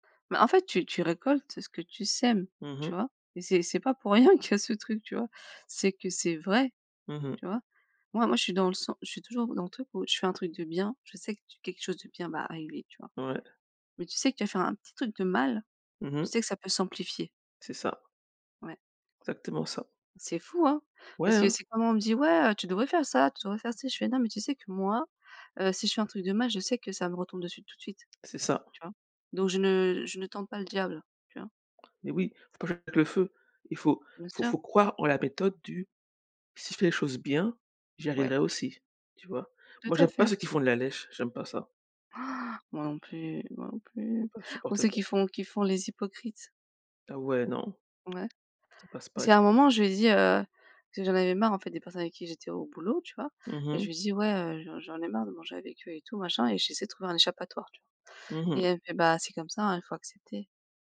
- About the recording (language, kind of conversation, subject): French, unstructured, Est-il acceptable de manipuler pour réussir ?
- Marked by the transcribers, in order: gasp; tongue click